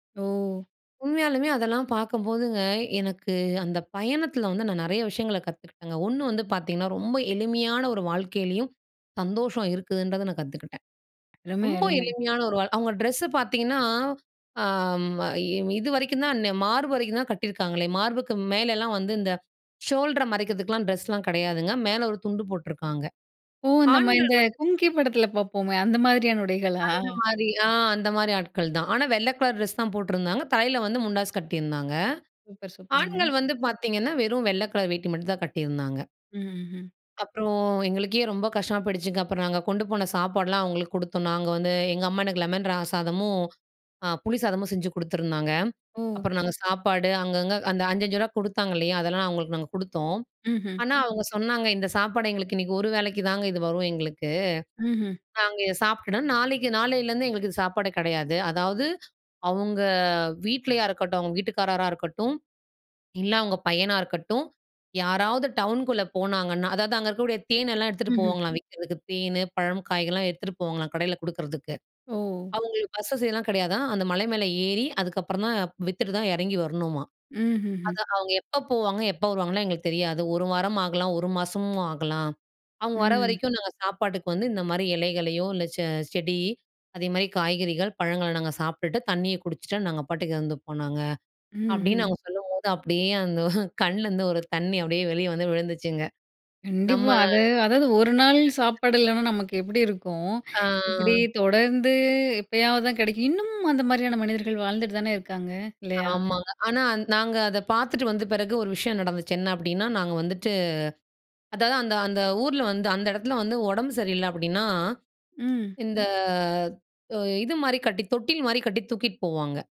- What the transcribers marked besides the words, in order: other noise; other background noise; chuckle; unintelligible speech; inhale; drawn out: "ஆ"; drawn out: "தொடர்ந்து"; surprised: "இன்னமும் அந்த மாரியான மனிதர்கள் வாழ்ந்துட்டு தானே இருக்காங்க, இல்லயா!"; drawn out: "இந்த"
- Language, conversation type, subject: Tamil, podcast, உங்கள் கற்றல் பயணத்தை ஒரு மகிழ்ச்சி கதையாக சுருக்கமாகச் சொல்ல முடியுமா?